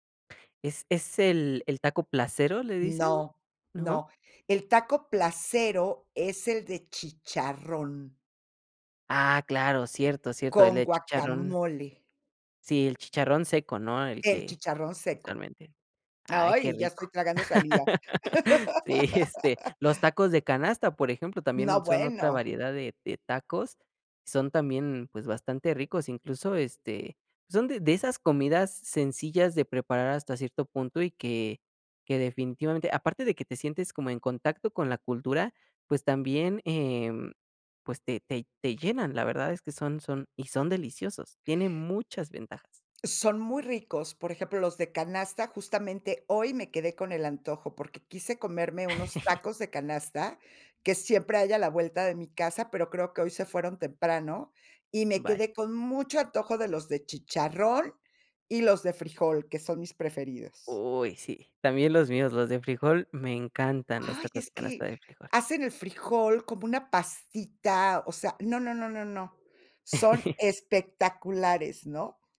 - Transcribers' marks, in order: other background noise; laugh; laugh; chuckle; chuckle
- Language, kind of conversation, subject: Spanish, podcast, ¿Qué comida te conecta con tus raíces?